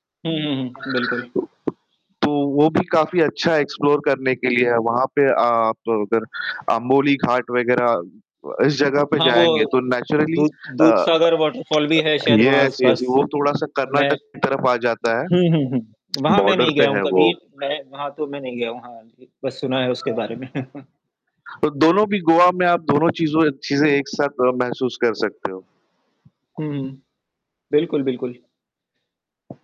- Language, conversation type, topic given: Hindi, unstructured, गर्मी की छुट्टियाँ बिताने के लिए आप पहाड़ों को पसंद करते हैं या समुद्र तट को?
- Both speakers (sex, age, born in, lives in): male, 35-39, India, India; male, 40-44, India, India
- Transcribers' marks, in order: static; in English: "एक्सप्लोर"; in English: "वाटरफॉल"; in English: "नेचुरली"; other background noise; in English: "यस यस"; chuckle